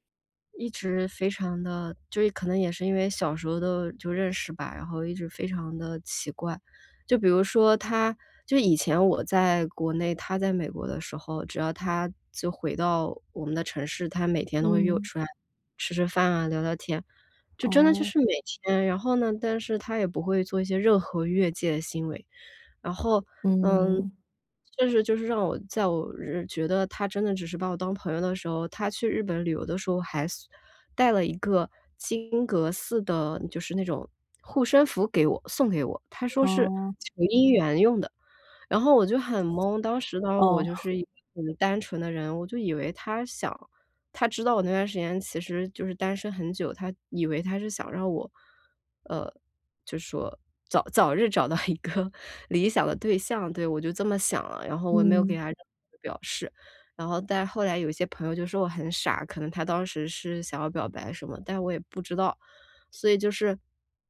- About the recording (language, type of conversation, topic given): Chinese, advice, 我和朋友闹翻了，想修复这段关系，该怎么办？
- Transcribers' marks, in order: laughing while speaking: "找到一个理想的对象"